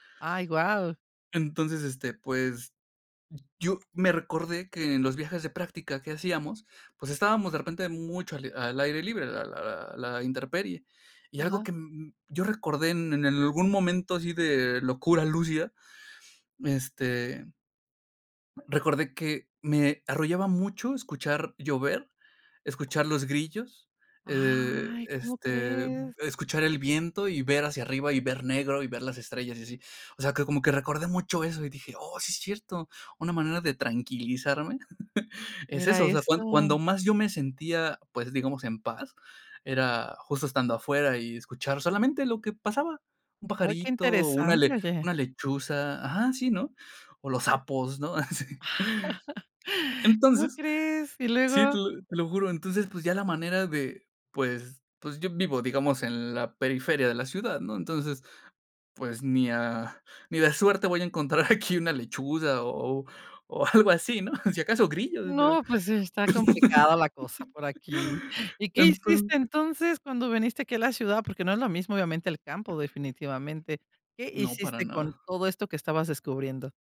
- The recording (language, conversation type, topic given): Spanish, podcast, ¿Qué sonidos de la naturaleza te ayudan más a concentrarte?
- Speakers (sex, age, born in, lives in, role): female, 55-59, Mexico, Mexico, host; male, 30-34, Mexico, Mexico, guest
- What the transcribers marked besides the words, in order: other noise; "intemperie" said as "interperie"; tapping; chuckle; chuckle; chuckle; laughing while speaking: "aquí"; laughing while speaking: "o algo así, ¿no?"; laugh